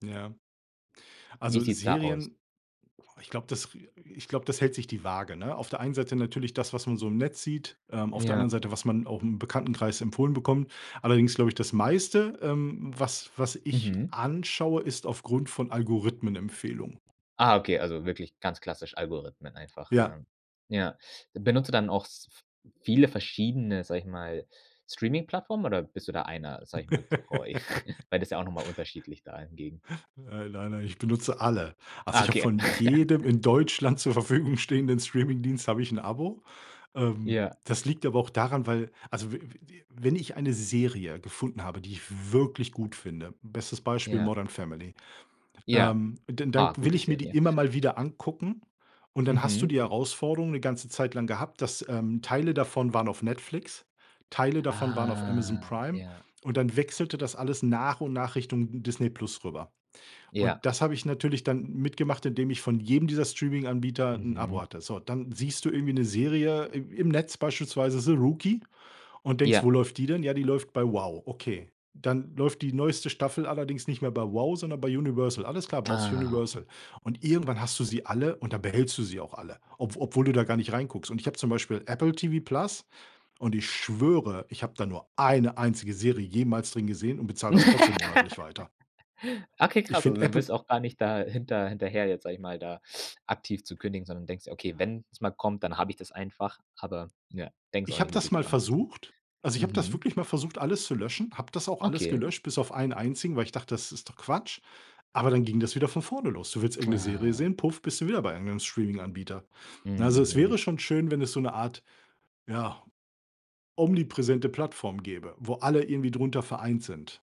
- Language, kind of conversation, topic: German, podcast, Wie verändern soziale Medien die Diskussionen über Serien und Fernsehsendungen?
- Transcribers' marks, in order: laugh; laughing while speaking: "Äh, nein, nein"; chuckle; chuckle; stressed: "wirklich"; drawn out: "Ah"; drawn out: "Ah"; stressed: "eine"; laugh; unintelligible speech; drawn out: "Ah"